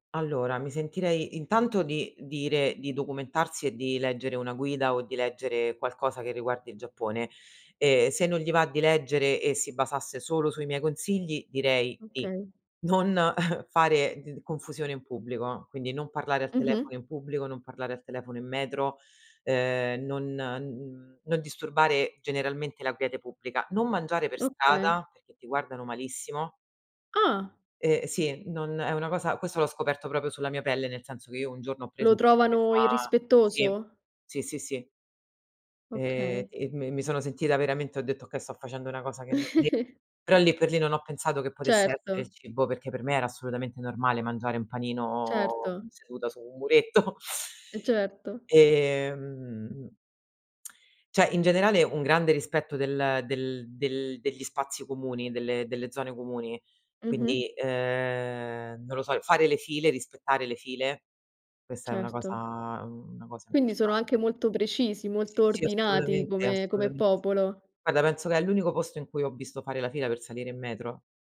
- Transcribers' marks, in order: laughing while speaking: "non fare"; unintelligible speech; chuckle; tapping; other background noise; drawn out: "panino"; chuckle; tongue click; "cioè" said as "ceh"; drawn out: "ehm"
- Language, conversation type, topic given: Italian, podcast, Dove ti sei sentito più immerso nella cultura di un luogo?